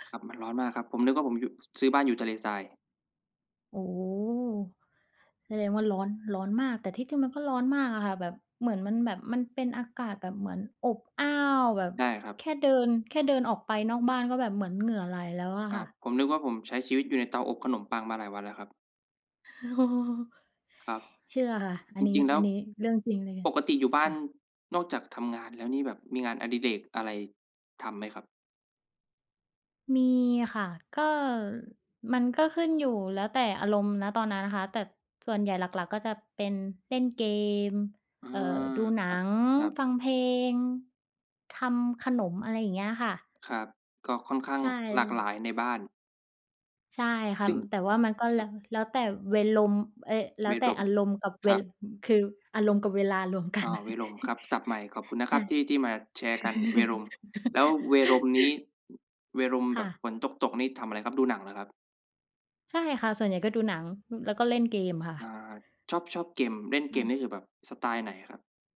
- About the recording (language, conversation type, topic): Thai, unstructured, คุณชอบทำกิจกรรมยามว่างอะไรมากที่สุด?
- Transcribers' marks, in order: tapping; laugh; other background noise; laugh